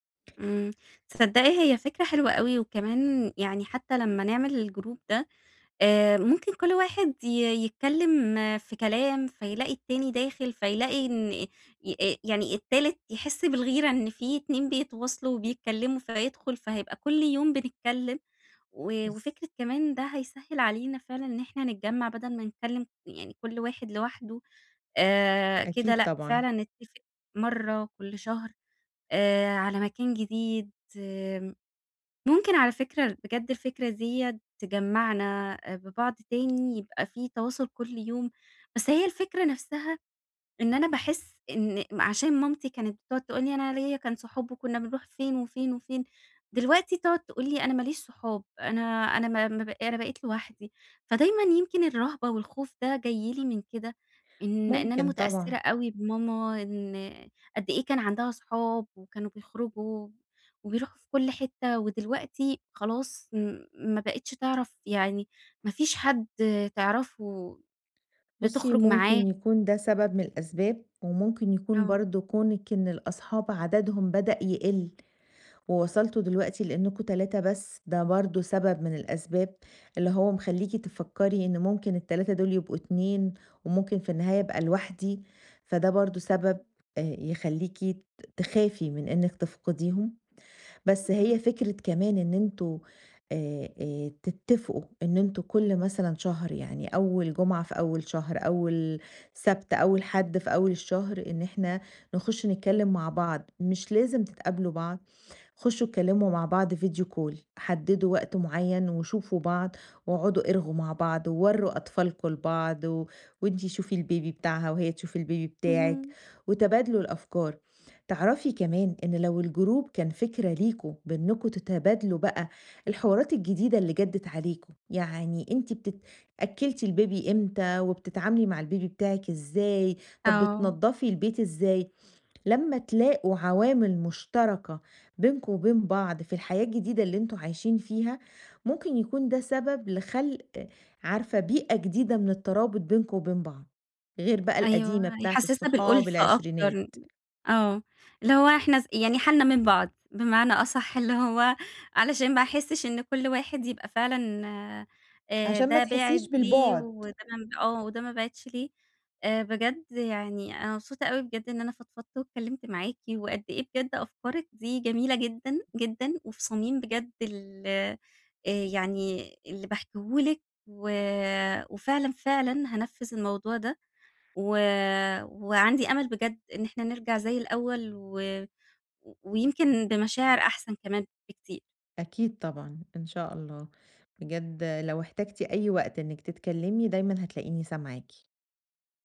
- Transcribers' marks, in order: other background noise; in English: "Video call"; in English: "الBaby"; in English: "الBaby"; in English: "الBaby"; unintelligible speech; tapping
- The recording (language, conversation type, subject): Arabic, advice, إزاي أقلّل استخدام الشاشات قبل النوم من غير ما أحس إني هافقد التواصل؟